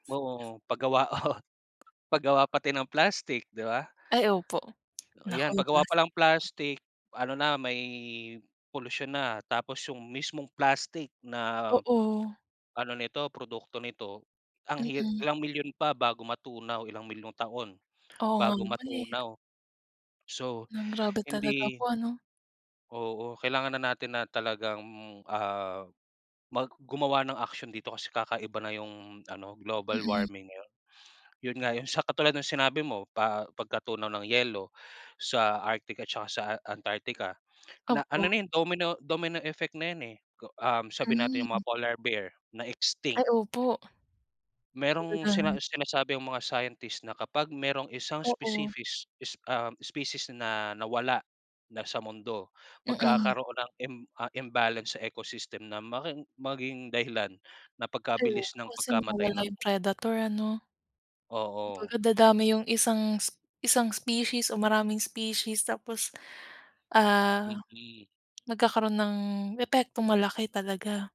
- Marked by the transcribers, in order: laughing while speaking: "oh"; other noise; tapping; in English: "domino effect"; other background noise
- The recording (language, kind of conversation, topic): Filipino, unstructured, Ano ang masasabi mo tungkol sa epekto ng pag-init ng daigdig sa mundo?